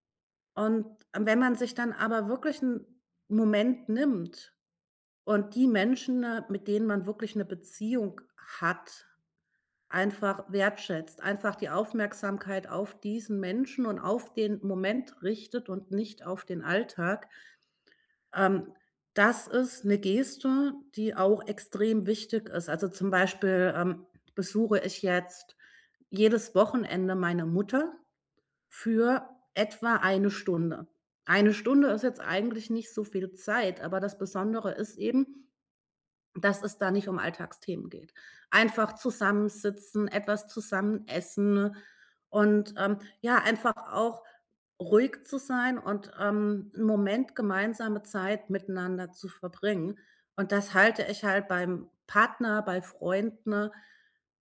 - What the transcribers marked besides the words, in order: none
- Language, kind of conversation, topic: German, podcast, Welche kleinen Gesten stärken den Gemeinschaftsgeist am meisten?
- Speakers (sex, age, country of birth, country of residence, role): female, 40-44, Germany, Germany, guest; male, 30-34, Germany, Germany, host